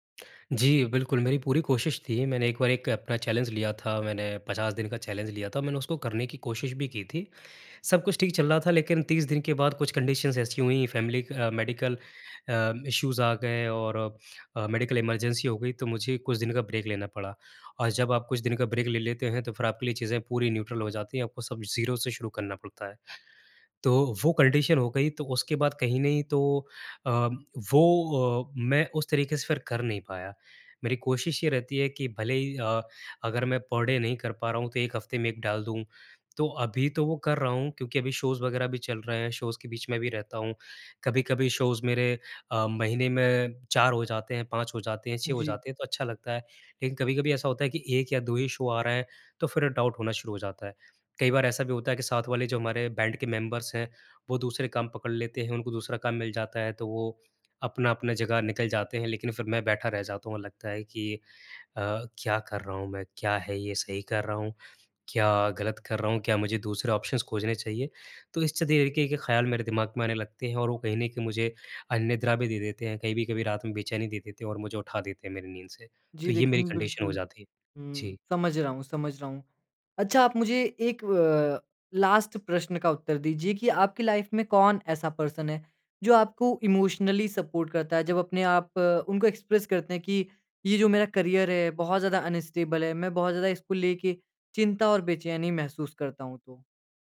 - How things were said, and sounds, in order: in English: "चैलेंज"; in English: "चैलेंज"; in English: "कंडीशंस"; in English: "फैमिली"; in English: "इश्यूज़"; in English: "इमरजेंसी"; in English: "ब्रेक"; in English: "ब्रेक"; in English: "न्यूट्रल"; in English: "ज़ीरो"; in English: "कंडीशन"; in English: "पर डे"; in English: "शोज़"; in English: "शोज़"; in English: "शोज़"; in English: "शो"; in English: "डाउट"; in English: "मेंबर्स"; in English: "ऑप्शंस"; in English: "कंडीशन"; in English: "लास्ट"; in English: "लाइफ़"; in English: "पर्सन"; in English: "इमोशनली सपोर्ट"; in English: "एक्सप्रेस"; in English: "अनस्टेबल"
- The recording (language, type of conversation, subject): Hindi, advice, अनिश्चित भविष्य के प्रति चिंता और बेचैनी